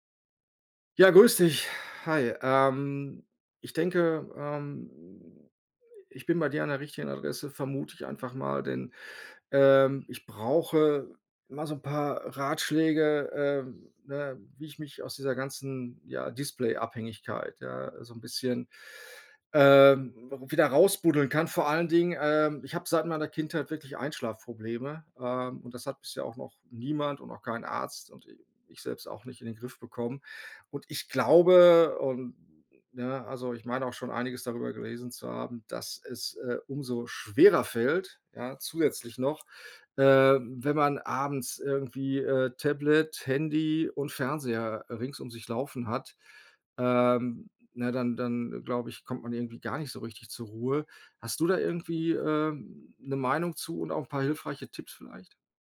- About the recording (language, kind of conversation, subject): German, advice, Wie kann ich abends besser ohne Bildschirme entspannen?
- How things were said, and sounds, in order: other noise; other background noise